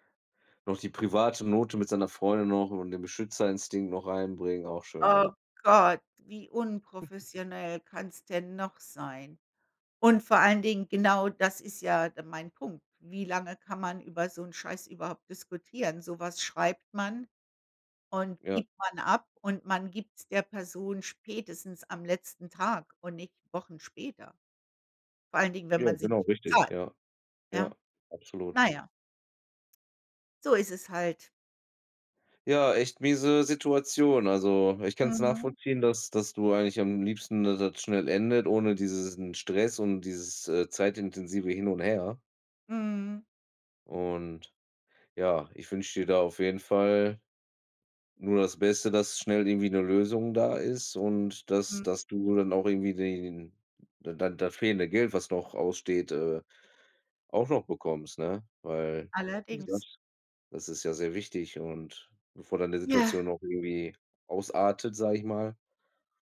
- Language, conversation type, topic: German, unstructured, Wie gehst du mit schlechtem Management um?
- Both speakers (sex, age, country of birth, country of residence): female, 55-59, Germany, United States; male, 35-39, Germany, Germany
- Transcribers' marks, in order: chuckle; anticipating: "Ja"